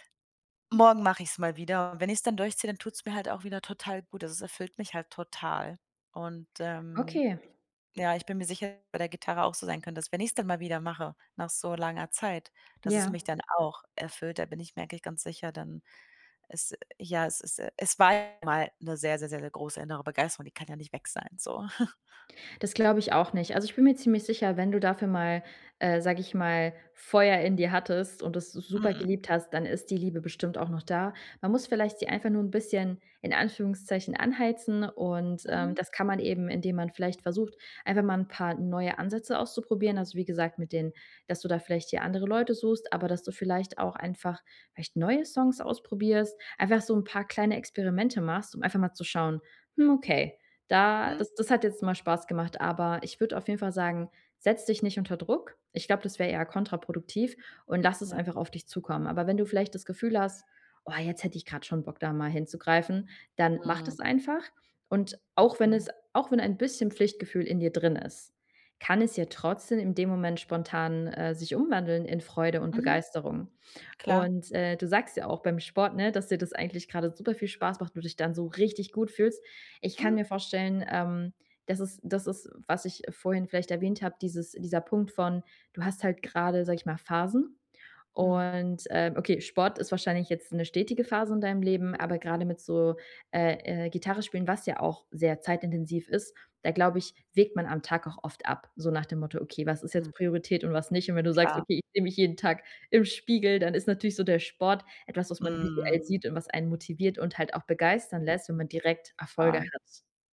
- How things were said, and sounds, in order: snort; other background noise; other animal sound; tapping
- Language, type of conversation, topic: German, advice, Wie kann ich mein Pflichtgefühl in echte innere Begeisterung verwandeln?